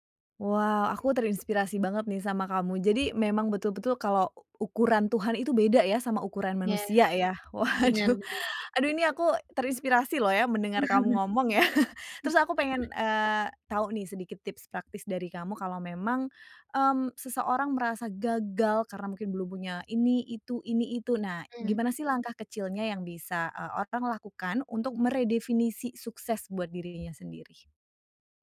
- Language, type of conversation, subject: Indonesian, podcast, Menurutmu, apa saja salah kaprah tentang sukses di masyarakat?
- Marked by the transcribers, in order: laughing while speaking: "Waduh"; laugh; chuckle; stressed: "gagal"